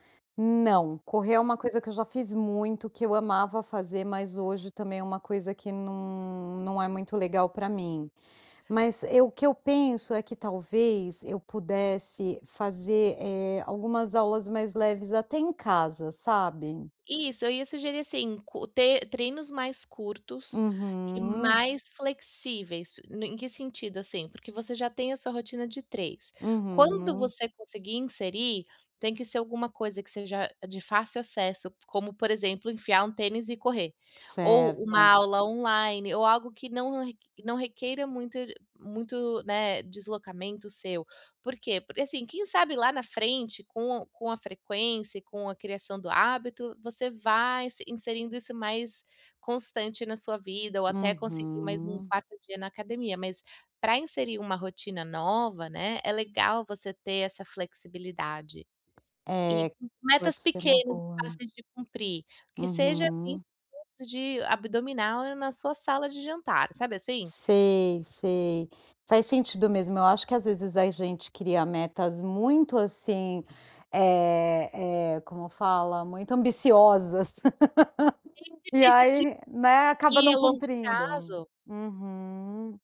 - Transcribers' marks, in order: tapping; drawn out: "Uhum"; unintelligible speech; laugh
- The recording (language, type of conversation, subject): Portuguese, advice, Como posso criar um hábito de exercícios consistente?